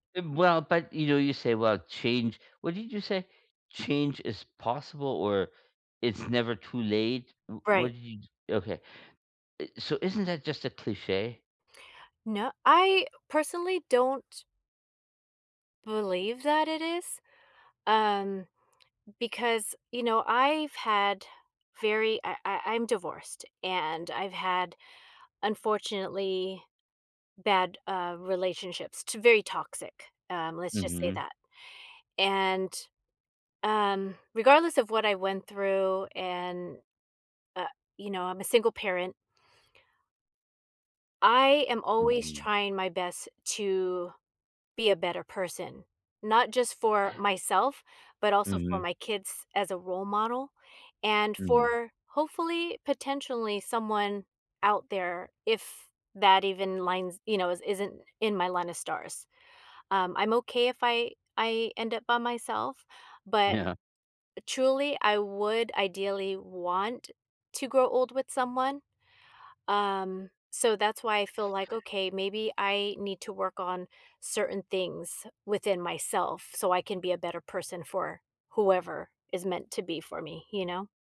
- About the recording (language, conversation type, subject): English, unstructured, What makes a relationship healthy?
- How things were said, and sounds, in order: other background noise; "potentially" said as "potentionly"; tapping